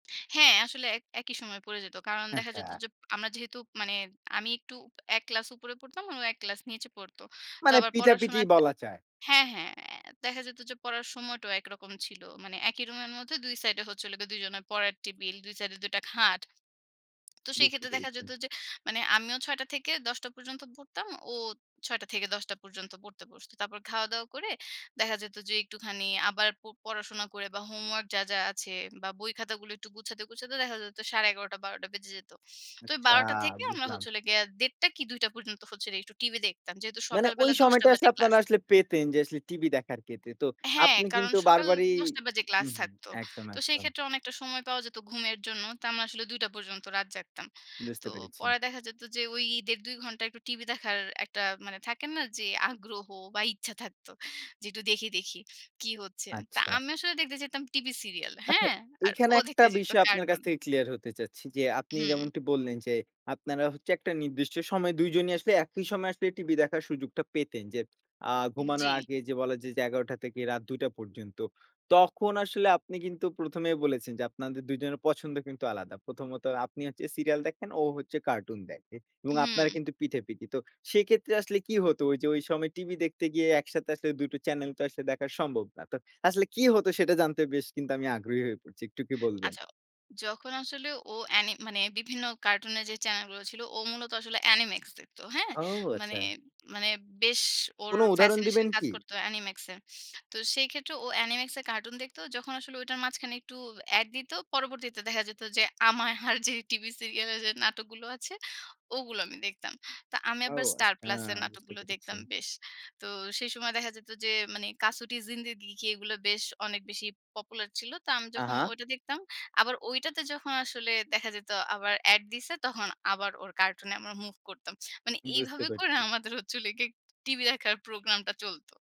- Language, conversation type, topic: Bengali, podcast, ভাই-বোনের সঙ্গে রাত জেগে টেলিভিশনের অনুষ্ঠান দেখার কোনো স্মৃতি আছে?
- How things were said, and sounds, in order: laughing while speaking: "আমায় আর যে টিভি সিরিয়াল যে নাটকগুলো আছে"; in Hindi: "কাসুটির জিন্দেগি"; laughing while speaking: "মানে এইভাবে করে আমাদের হচ্ছে হলো গিয়ে টিভি দেখার প্রোগ্রামটা চলত"